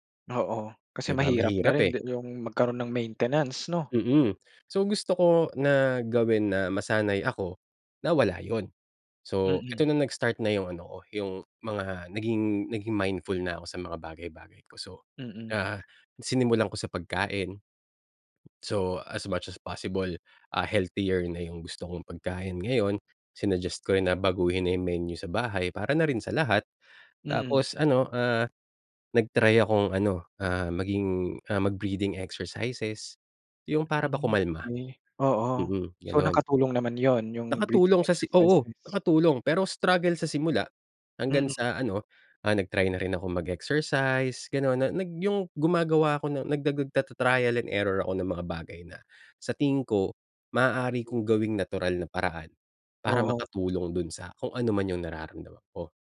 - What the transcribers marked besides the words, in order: in English: "mindful"; tapping; other background noise
- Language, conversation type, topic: Filipino, podcast, Anong simpleng gawi ang talagang nagbago ng buhay mo?